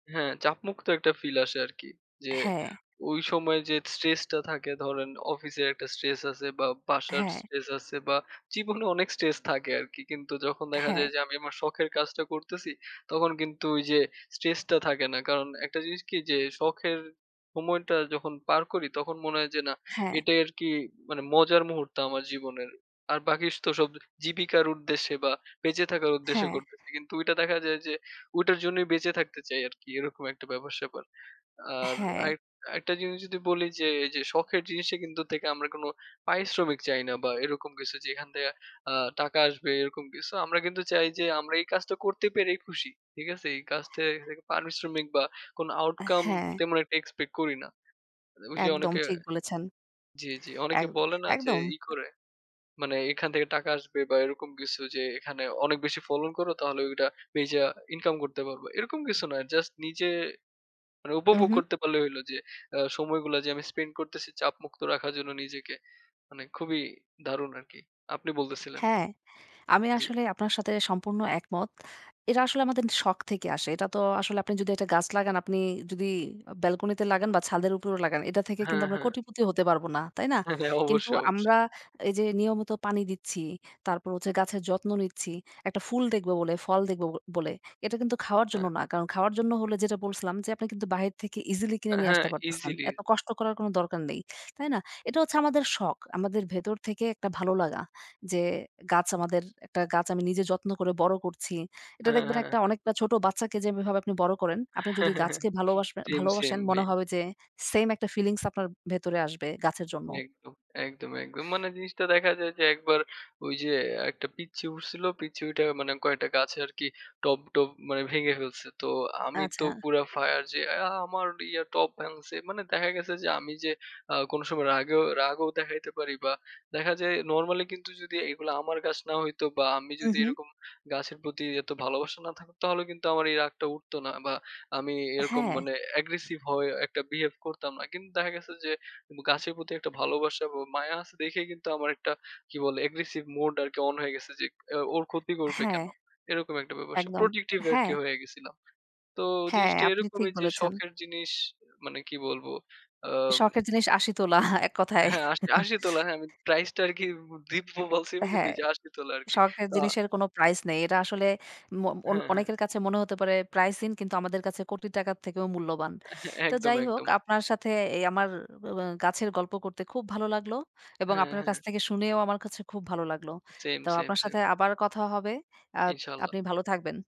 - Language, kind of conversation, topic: Bengali, unstructured, তোমার কোন শখটি তোমাকে সবচেয়ে বেশি আনন্দ দেয়?
- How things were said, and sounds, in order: "বাকি" said as "বাকিস"; "উদ্দেশ্যে" said as "উরদ্দেশ্যে"; "যেখান" said as "যেহান"; "থেকে" said as "থেকা"; in English: "outcome"; tapping; other background noise; "আমাদের" said as "আমাদেন"; "যদি" said as "জুদি"; laughing while speaking: "হ্যাঁ, হ্যাঁ"; "যেভাবে" said as "যেবে"; chuckle; put-on voice: "অ্যা আমার ইয়া টব ভাঙছে"; in English: "Aggressive"; in English: "Aggressive mode"; in English: "Protective"; laughing while speaking: "তোলা"; chuckle